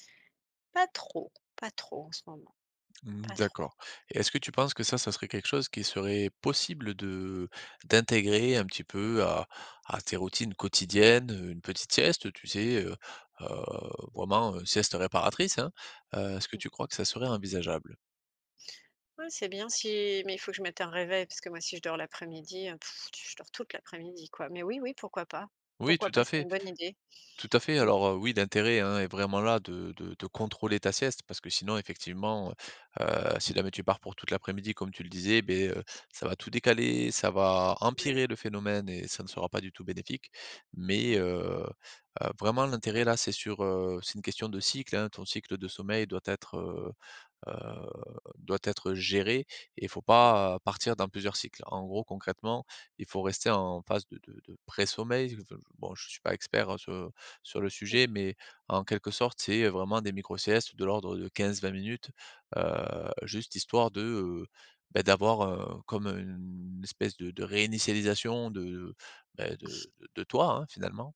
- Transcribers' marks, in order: tapping; blowing; drawn out: "heu"; stressed: "géré"; unintelligible speech; chuckle
- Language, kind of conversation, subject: French, advice, Comment améliorer ma récupération et gérer la fatigue pour dépasser un plateau de performance ?
- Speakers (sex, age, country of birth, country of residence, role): female, 45-49, France, France, user; male, 35-39, France, France, advisor